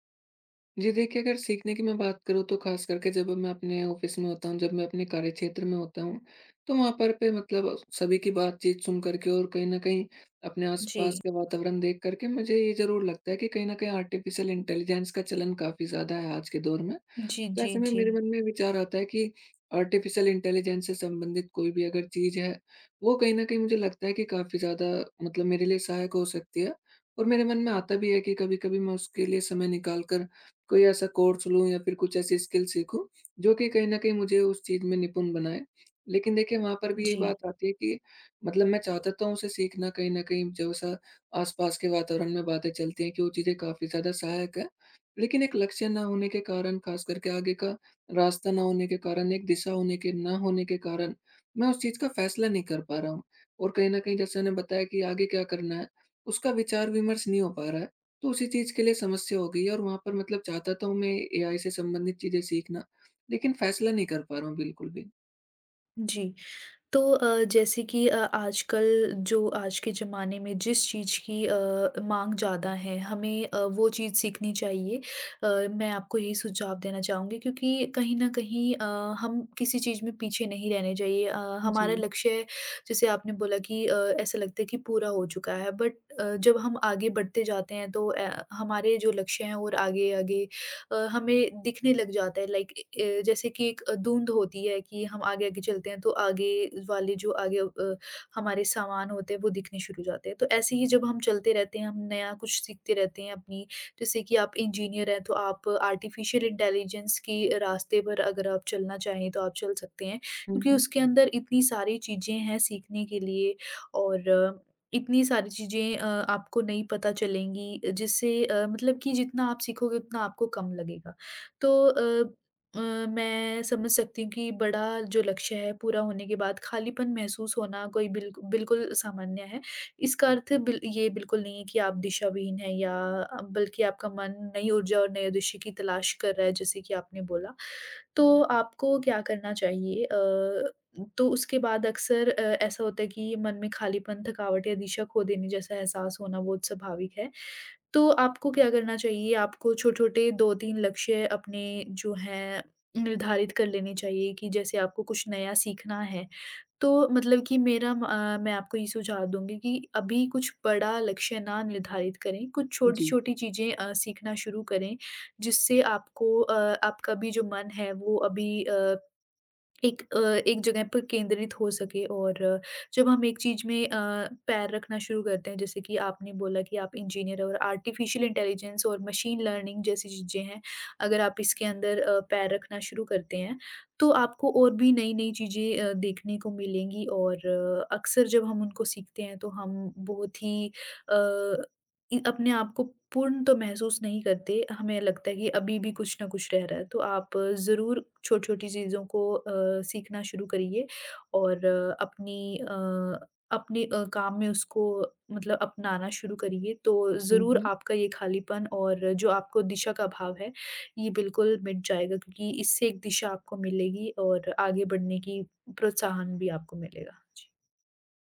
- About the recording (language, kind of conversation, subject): Hindi, advice, बड़े लक्ष्य हासिल करने के बाद मुझे खालीपन और दिशा की कमी क्यों महसूस होती है?
- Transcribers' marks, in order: in English: "ऑफ़िस"; in English: "आर्टिफिशियल इंटेलिजेंस"; in English: "आर्टिफिशियल इंटेलिजेंस"; in English: "कोर्स"; in English: "स्किल्स"; in English: "बट"; in English: "लाइक"; in English: "आर्टिफिशियल इंटेलिजेंस"; in English: "आर्टिफिशियल इंटेलिजेंस"; in English: "मशीन लर्निंग"